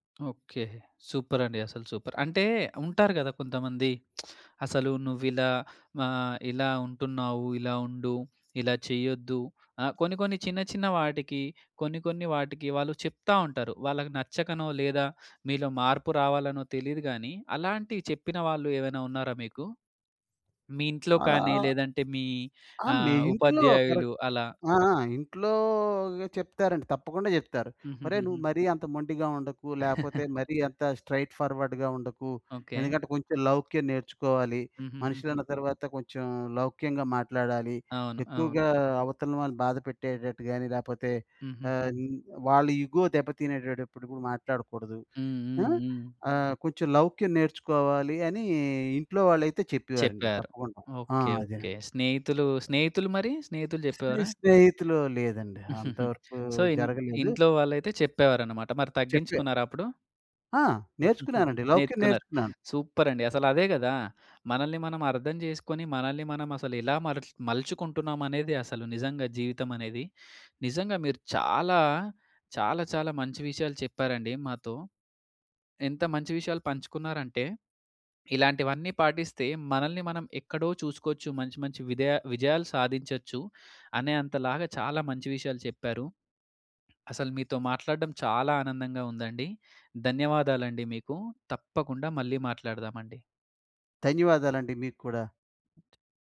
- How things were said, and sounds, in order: tapping; in English: "సూపర్"; lip smack; other background noise; in English: "కరెక్ట్"; drawn out: "ఇంట్లోగ"; chuckle; in English: "స్ట్రెయిట్ ఫార్వర్డ్‌గా"; in English: "ఇగో"; "తినేడప్పుడు" said as "తినేడడప్పుడు"; chuckle; in English: "సో"; giggle; other noise; stressed: "చాలా"
- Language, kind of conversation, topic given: Telugu, podcast, నువ్వు నిన్ను ఎలా అర్థం చేసుకుంటావు?